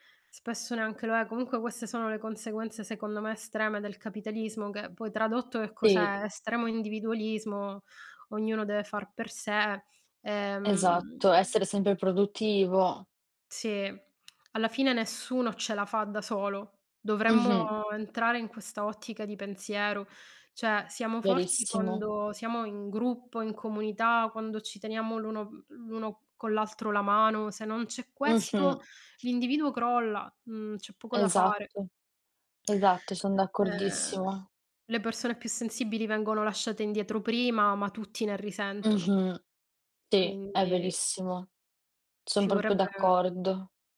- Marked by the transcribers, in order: "Sì" said as "ì"; "cioè" said as "ceh"; other background noise; "proprio" said as "propio"
- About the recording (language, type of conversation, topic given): Italian, unstructured, Secondo te, perché molte persone nascondono la propria tristezza?